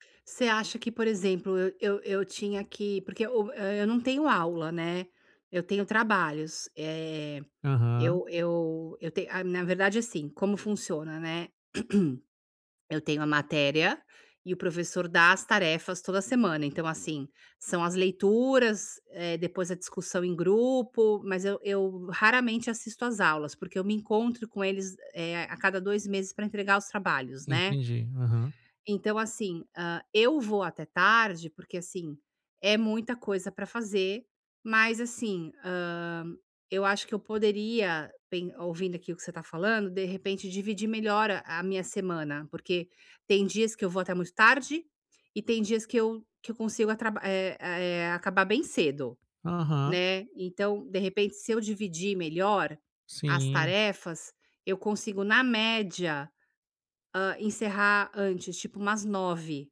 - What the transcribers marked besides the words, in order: throat clearing; other background noise; tapping
- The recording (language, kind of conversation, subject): Portuguese, advice, Como posso estabelecer hábitos calmantes antes de dormir todas as noites?